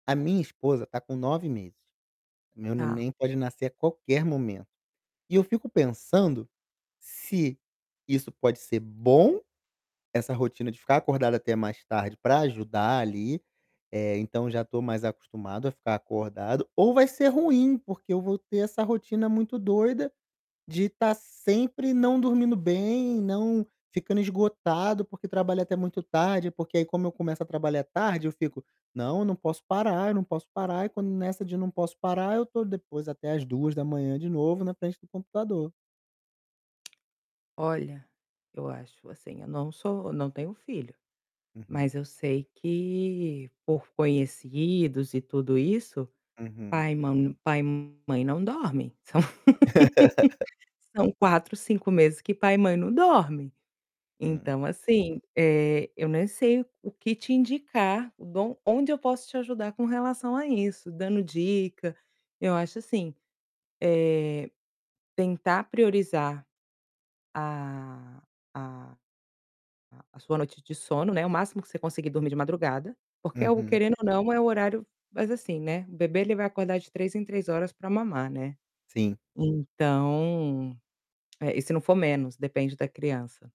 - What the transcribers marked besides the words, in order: other background noise; tapping; distorted speech; laugh; laugh
- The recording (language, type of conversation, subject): Portuguese, advice, Esgotamento por excesso de trabalho